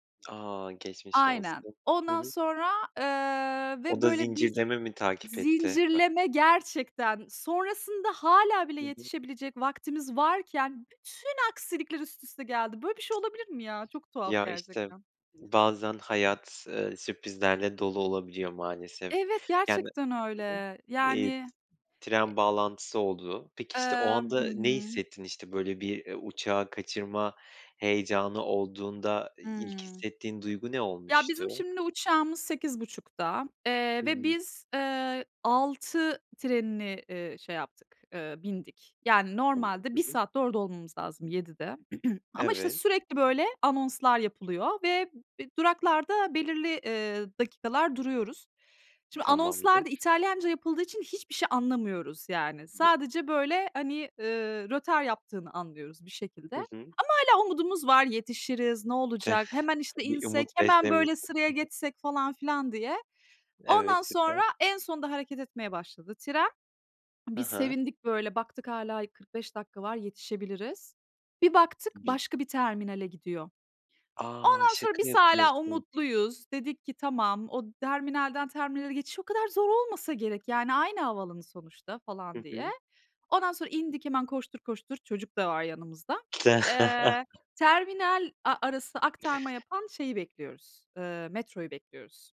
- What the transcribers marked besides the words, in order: other background noise; other noise; tapping; unintelligible speech; throat clearing; scoff; chuckle
- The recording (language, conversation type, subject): Turkish, podcast, Uçağı kaçırdığın bir seyahati nasıl atlattın?